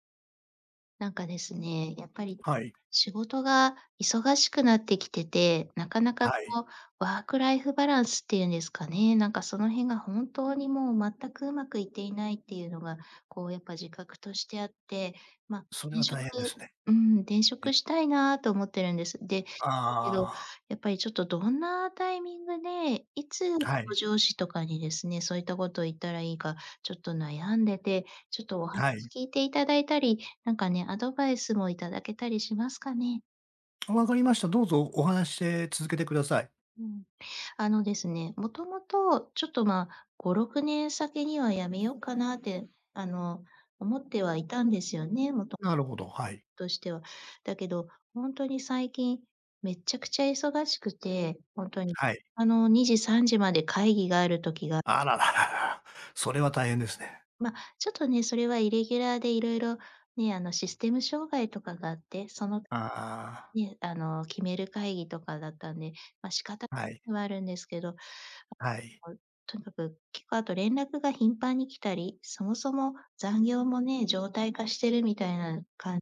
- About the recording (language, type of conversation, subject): Japanese, advice, 現職の会社に転職の意思をどのように伝えるべきですか？
- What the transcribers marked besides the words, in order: tapping